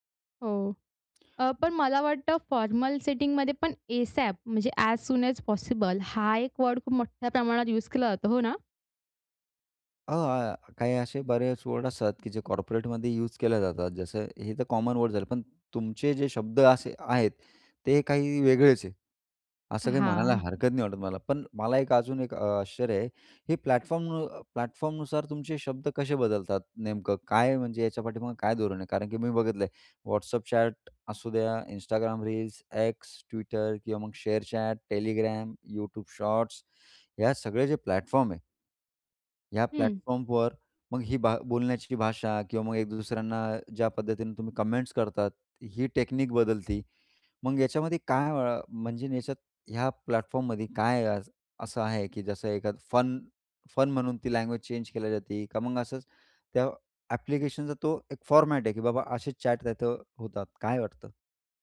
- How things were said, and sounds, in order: other noise; in English: "फॉर्मल"; in English: "एसॅप"; in English: "ऍज सून ऍज पॉसिबल"; in English: "कॉर्पोरेटमध्ये"; in English: "कॉमन"; in English: "प्लॅटफॉर्म अ, प्लॅटफॉर्मनुसार"; in English: "चॅट"; tapping; in English: "प्लॅटफॉर्म"; in English: "प्लॅटफॉर्मवर"; other background noise; in English: "कमेंट्स"; in English: "टेक्निक"; in English: "प्लॅटफॉर्ममध्ये"; in English: "फॉर्मॅट"; in English: "चॅट"
- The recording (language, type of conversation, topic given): Marathi, podcast, तरुणांची ऑनलाइन भाषा कशी वेगळी आहे?